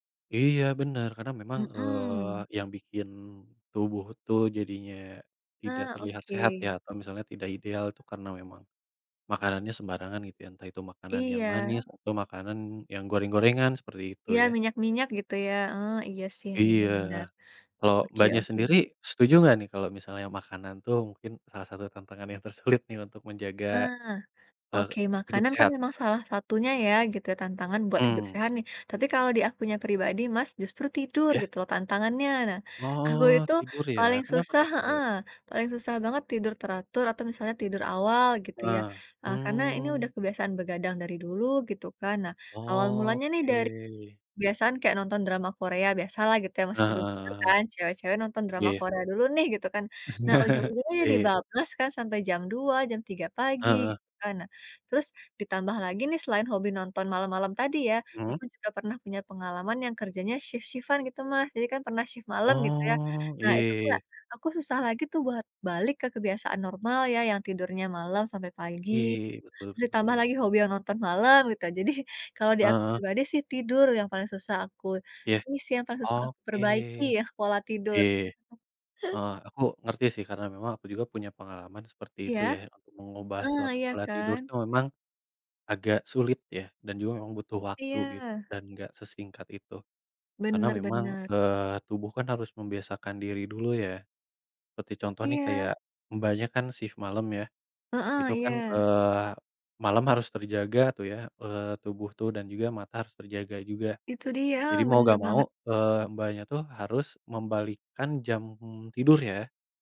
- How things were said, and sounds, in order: chuckle; laughing while speaking: "Jadi"; chuckle
- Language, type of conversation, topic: Indonesian, unstructured, Apa tantangan terbesar saat mencoba menjalani hidup sehat?